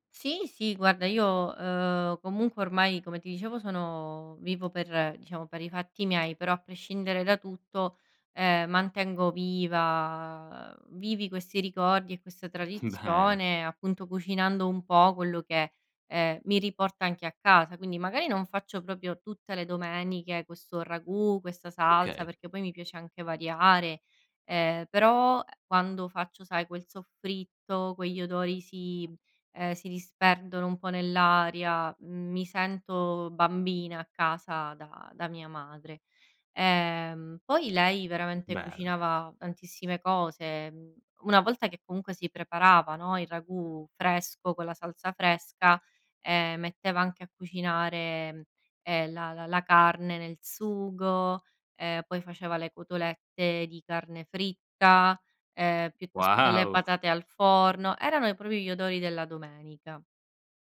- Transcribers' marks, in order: other background noise; chuckle; laughing while speaking: "Wow"; other noise; "proprio" said as "propio"
- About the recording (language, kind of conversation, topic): Italian, podcast, Raccontami della ricetta di famiglia che ti fa sentire a casa